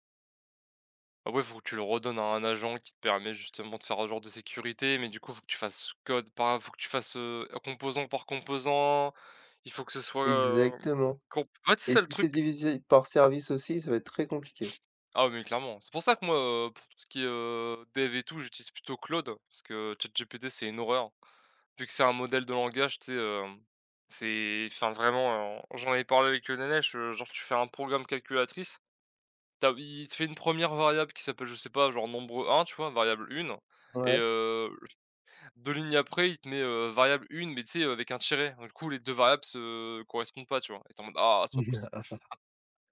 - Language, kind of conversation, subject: French, unstructured, Les robots vont-ils remplacer trop d’emplois humains ?
- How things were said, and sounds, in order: chuckle